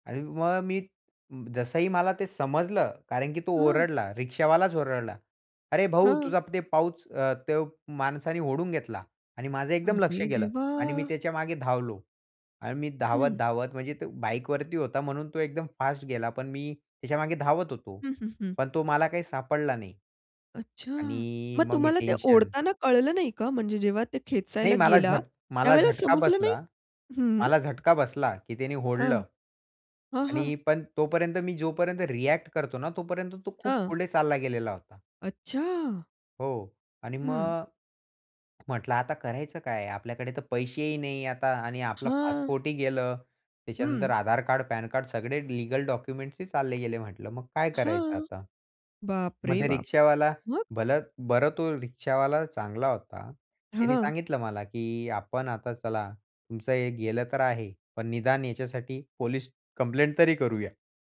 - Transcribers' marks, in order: other background noise; surprised: "अरे देवा!"; tapping
- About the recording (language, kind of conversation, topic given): Marathi, podcast, तुमच्या प्रवासात कधी तुमचं सामान हरवलं आहे का?